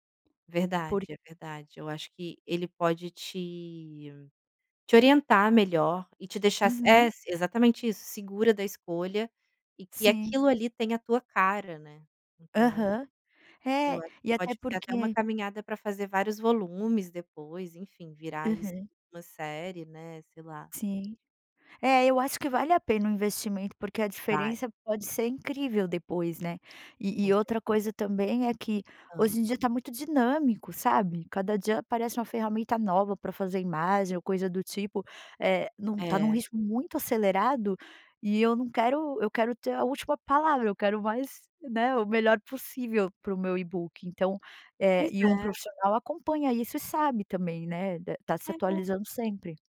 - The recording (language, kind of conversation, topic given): Portuguese, advice, Como posso lidar com a sobrecarga de opções para escolher uma direção criativa?
- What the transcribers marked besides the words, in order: in English: "e-book"